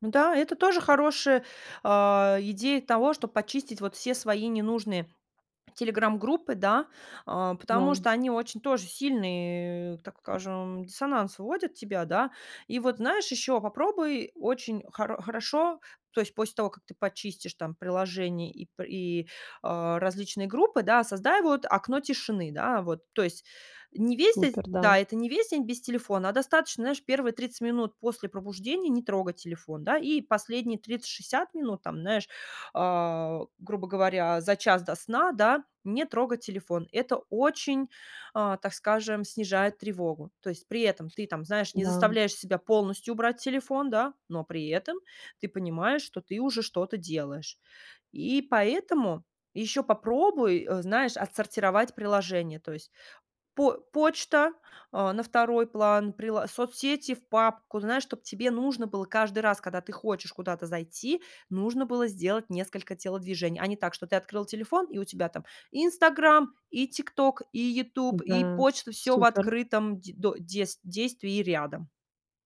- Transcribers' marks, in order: "знаешь" said as "наешь"
- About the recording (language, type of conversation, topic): Russian, advice, Как мне сократить уведомления и цифровые отвлечения в повседневной жизни?